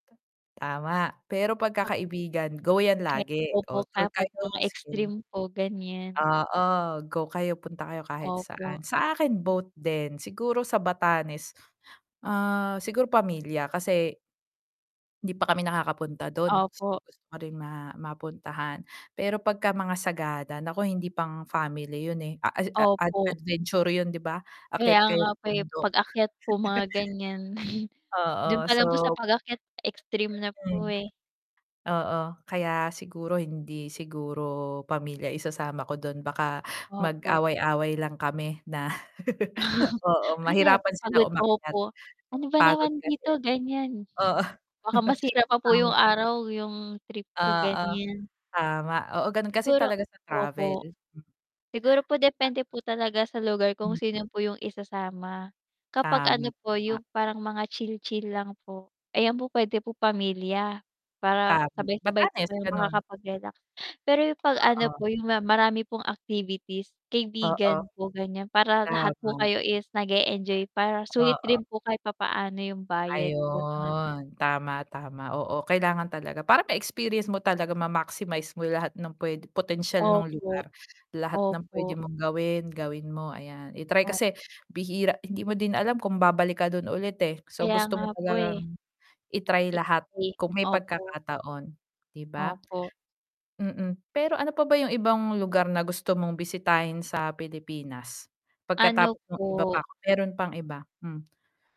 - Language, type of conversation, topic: Filipino, unstructured, Ano ang unang lugar na gusto mong bisitahin sa Pilipinas?
- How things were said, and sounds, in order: static; distorted speech; unintelligible speech; chuckle; chuckle; laugh; chuckle; drawn out: "Ayun"; unintelligible speech